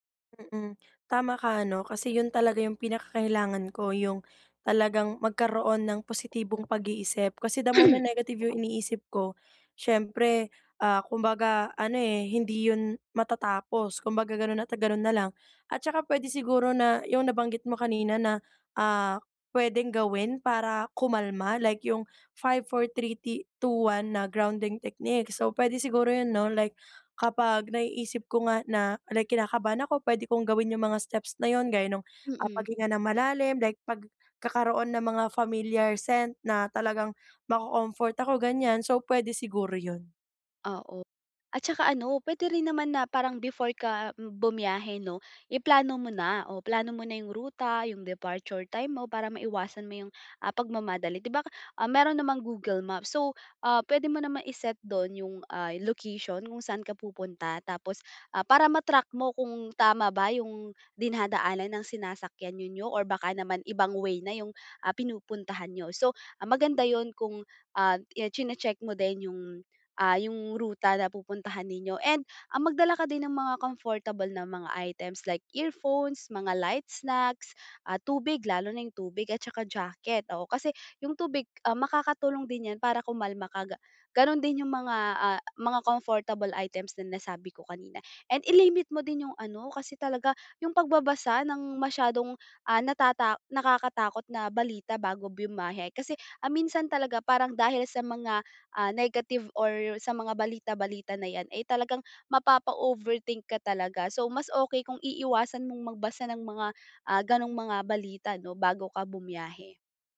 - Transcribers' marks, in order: throat clearing; tapping
- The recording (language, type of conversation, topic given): Filipino, advice, Paano ko mababawasan ang kaba at takot ko kapag nagbibiyahe?